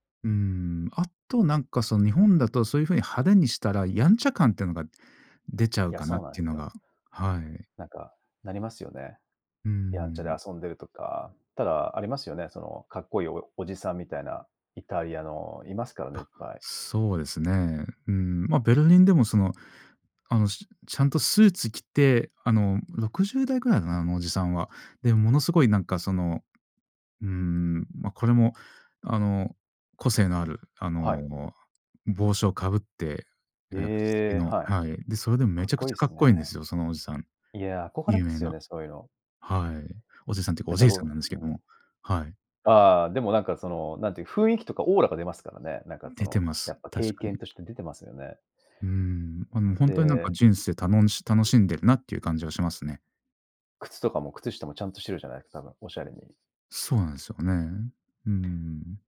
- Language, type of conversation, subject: Japanese, podcast, 文化的背景は服選びに表れると思いますか？
- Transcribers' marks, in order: unintelligible speech